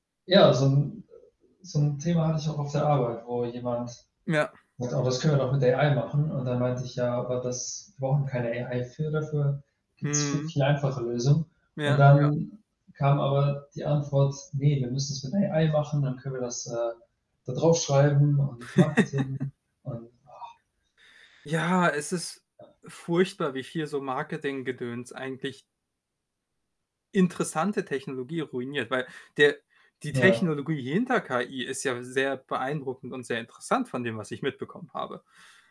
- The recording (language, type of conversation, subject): German, unstructured, Was macht Kunst für dich besonders?
- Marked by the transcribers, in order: static; in English: "AI"; in English: "AI"; in English: "AI"; laugh; unintelligible speech; other background noise